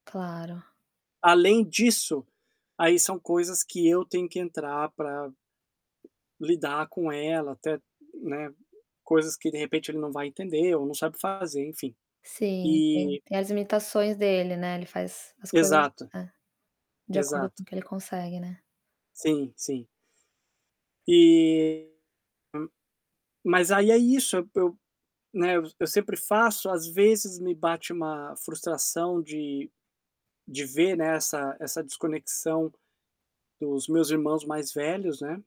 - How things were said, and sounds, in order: tapping; distorted speech; static
- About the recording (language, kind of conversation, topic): Portuguese, advice, Como posso cuidar dos meus pais idosos enquanto trabalho em tempo integral?